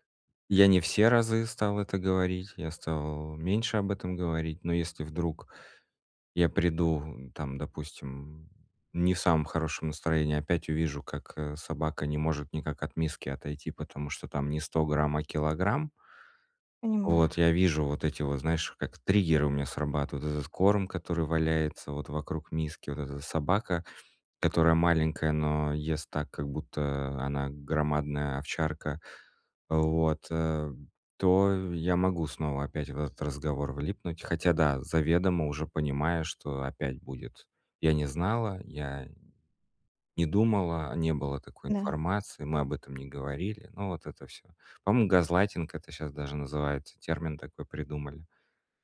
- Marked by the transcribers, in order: none
- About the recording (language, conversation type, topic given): Russian, advice, Как вести разговор, чтобы не накалять эмоции?